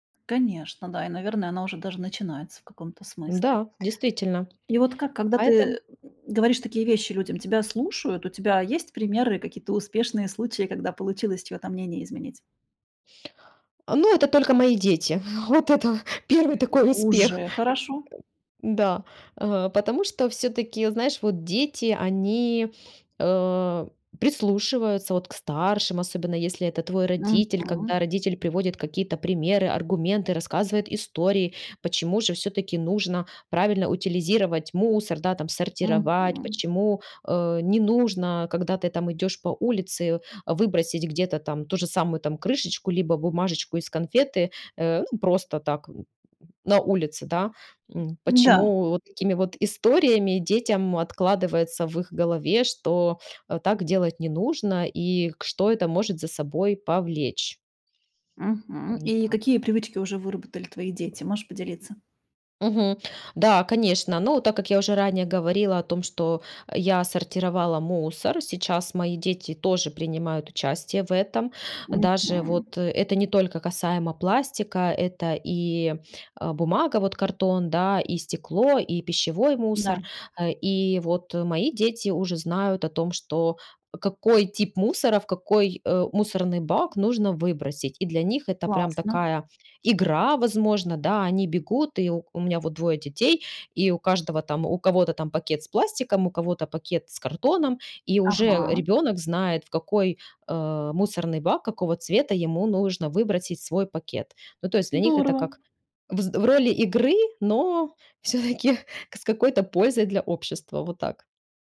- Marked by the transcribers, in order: tapping; other noise; unintelligible speech; laughing while speaking: "всё-таки"
- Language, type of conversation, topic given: Russian, podcast, Как сократить использование пластика в повседневной жизни?